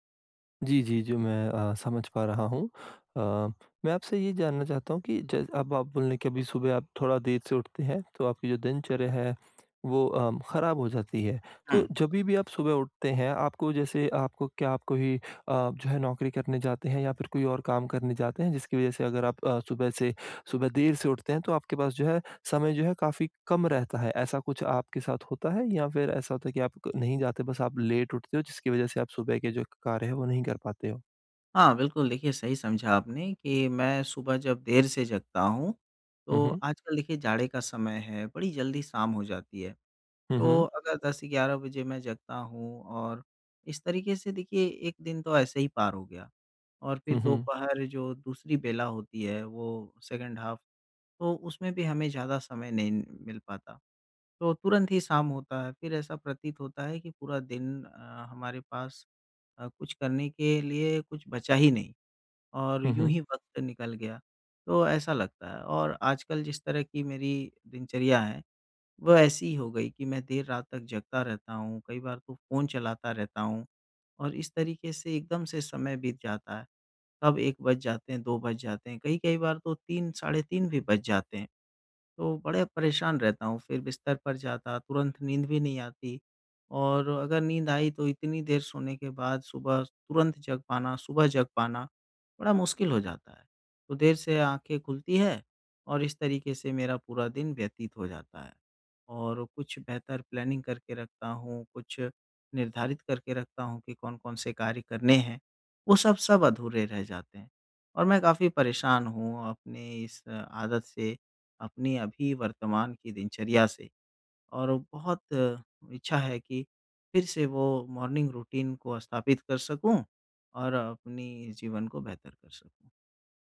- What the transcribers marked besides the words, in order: tapping; in English: "लेट"; in English: "सेकंड हाफ"; in English: "प्लानिंग"; in English: "मॉर्निंग रूटीन"
- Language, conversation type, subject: Hindi, advice, नियमित सुबह की दिनचर्या कैसे स्थापित करें?